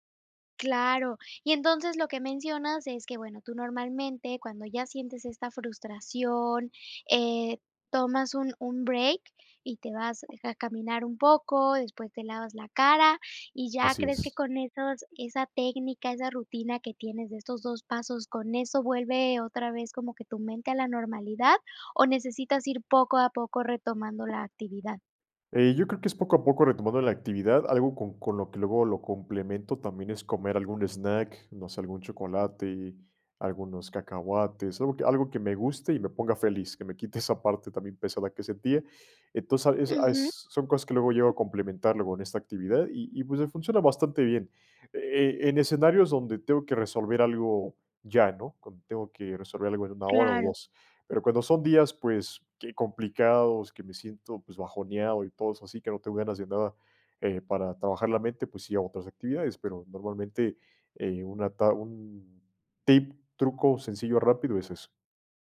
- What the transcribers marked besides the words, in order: chuckle; tapping
- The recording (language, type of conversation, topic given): Spanish, podcast, ¿Qué técnicas usas para salir de un bloqueo mental?